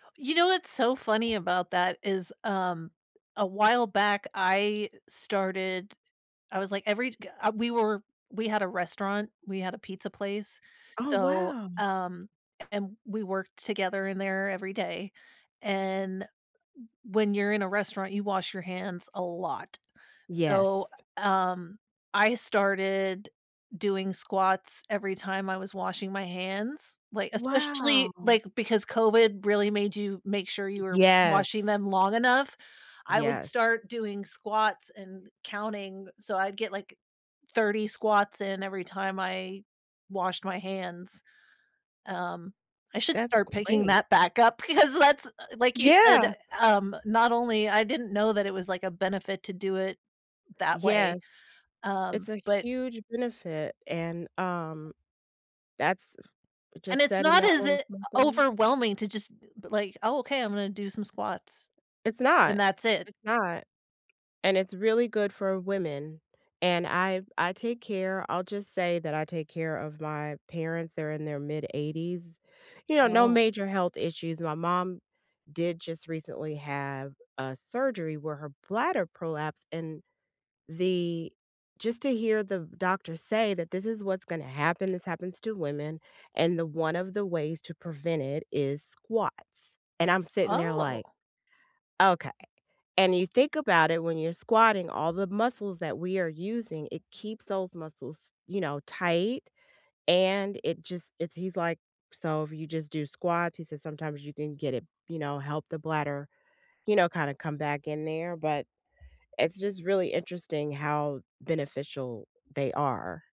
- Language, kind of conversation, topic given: English, unstructured, What is a simple way to start getting fit without feeling overwhelmed?
- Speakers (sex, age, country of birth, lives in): female, 45-49, United States, United States; female, 55-59, United States, United States
- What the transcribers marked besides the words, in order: tapping; other background noise; laughing while speaking: "because that's, uh"